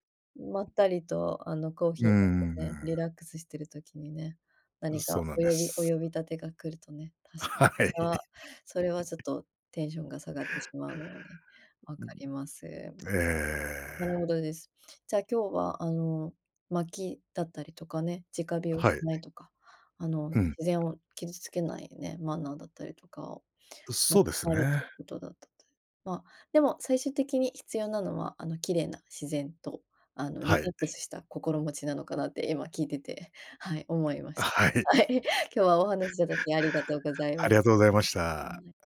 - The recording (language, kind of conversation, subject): Japanese, podcast, 自然観察を楽しむためのおすすめの方法はありますか？
- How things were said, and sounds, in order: laughing while speaking: "はい"; unintelligible speech; unintelligible speech; laugh; unintelligible speech